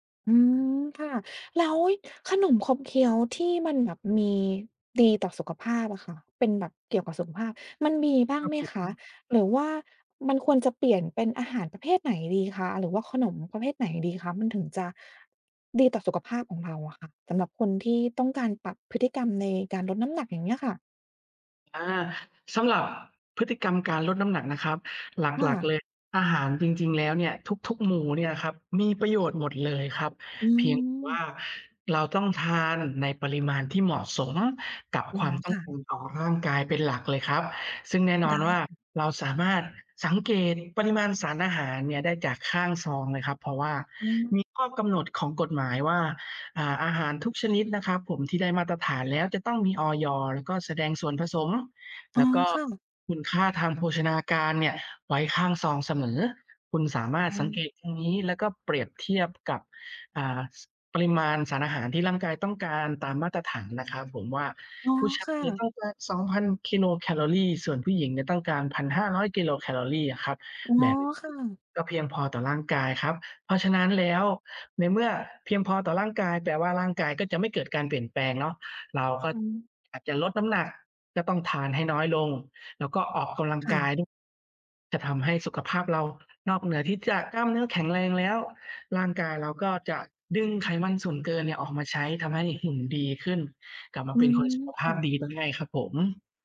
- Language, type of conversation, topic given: Thai, advice, ฉันตั้งใจกินอาหารเพื่อสุขภาพแต่ชอบกินของขบเคี้ยวตอนเครียด ควรทำอย่างไร?
- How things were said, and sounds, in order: other background noise